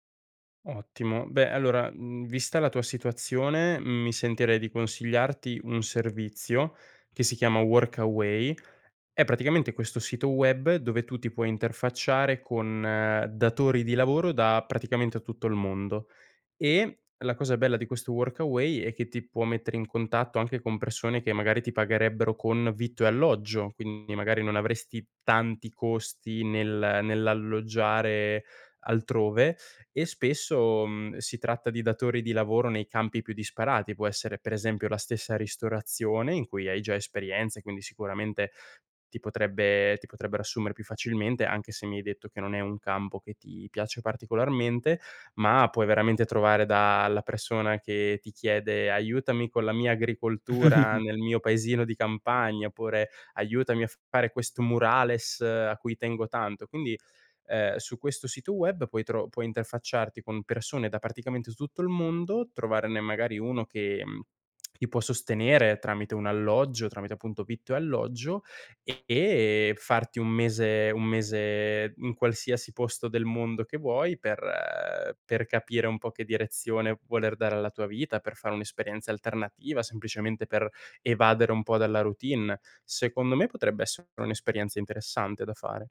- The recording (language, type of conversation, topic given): Italian, advice, Come posso usare pause e cambi di scenario per superare un blocco creativo?
- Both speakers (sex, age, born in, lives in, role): male, 20-24, Italy, Italy, advisor; male, 25-29, Italy, Italy, user
- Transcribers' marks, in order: chuckle; tongue click; other background noise; "voler" said as "vuoler"